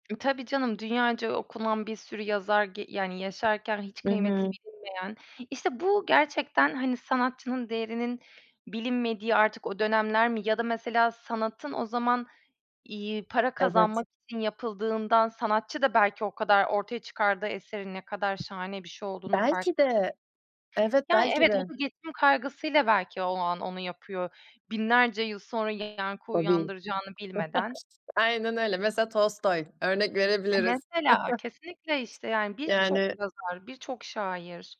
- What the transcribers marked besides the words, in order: tapping; unintelligible speech; other background noise; chuckle; chuckle
- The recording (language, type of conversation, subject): Turkish, unstructured, Sanatın hayatımızdaki en etkili yönü sizce nedir?